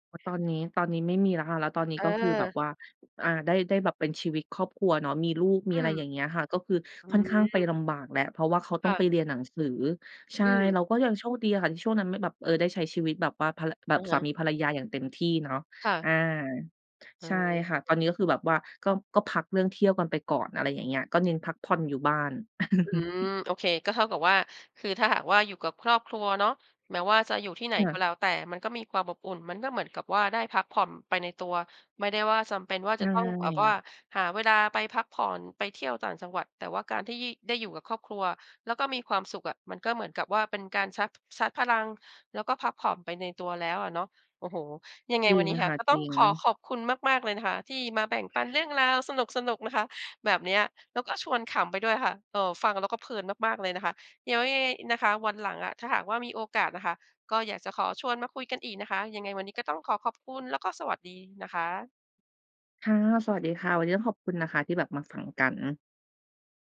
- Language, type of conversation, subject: Thai, podcast, การพักผ่อนแบบไหนช่วยให้คุณกลับมามีพลังอีกครั้ง?
- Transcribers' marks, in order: tapping; chuckle; "ผ่อน" said as "ผ่อม"; other background noise